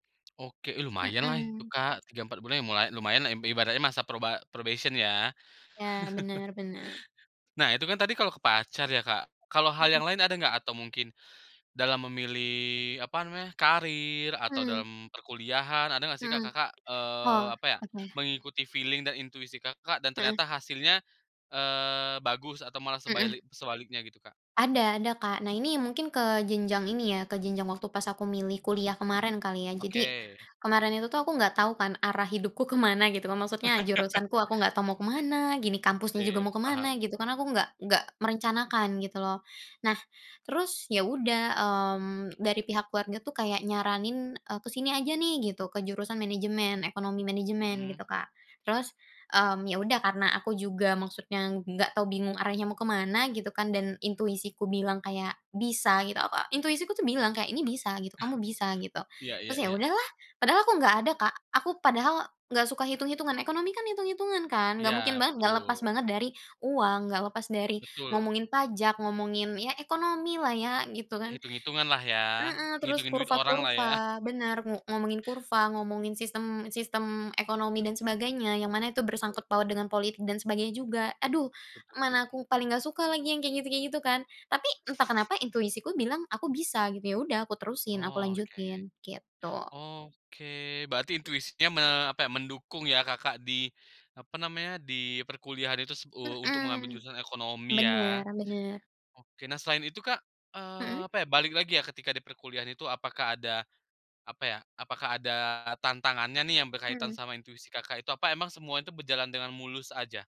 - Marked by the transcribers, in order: in English: "probation"; chuckle; in English: "feeling"; other background noise; laughing while speaking: "mana"; chuckle; chuckle; tapping; "itu" said as "itus"
- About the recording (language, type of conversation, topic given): Indonesian, podcast, Bagaimana kamu belajar mempercayai intuisi sendiri?